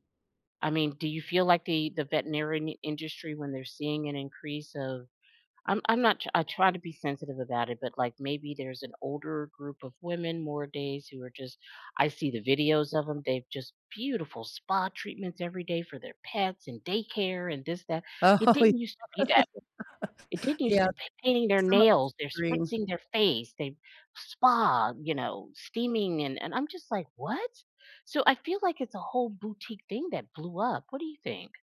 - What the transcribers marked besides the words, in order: laughing while speaking: "Oh, yeah"; laugh
- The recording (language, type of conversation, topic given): English, unstructured, What does it mean to be a responsible pet owner?